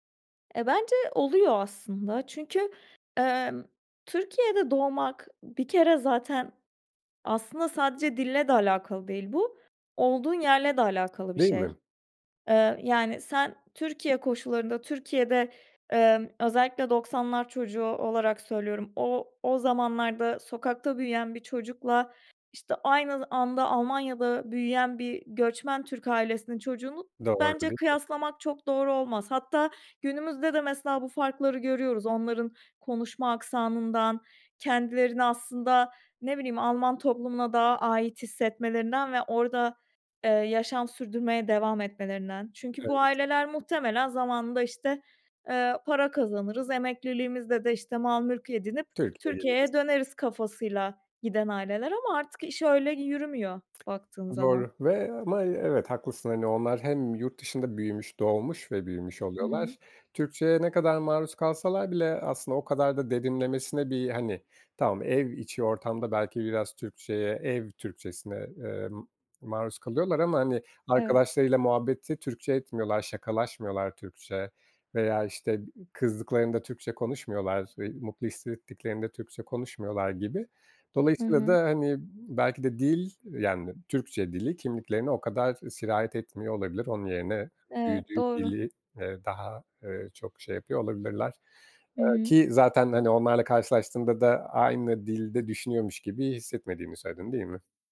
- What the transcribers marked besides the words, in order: tapping; other background noise
- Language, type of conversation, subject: Turkish, podcast, Dil, kimlik oluşumunda ne kadar rol oynar?